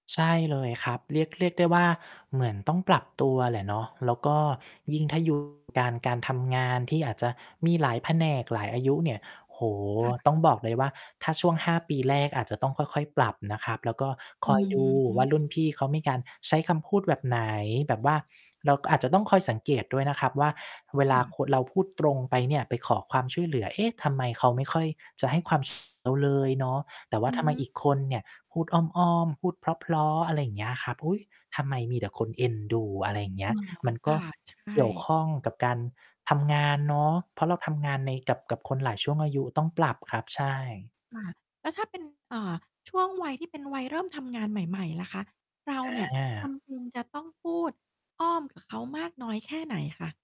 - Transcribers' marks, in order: distorted speech; static; other background noise; tapping
- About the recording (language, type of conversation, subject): Thai, podcast, คุณคิดอย่างไรกับการพูดตรงแต่ยังต้องสุภาพในสังคมไทย?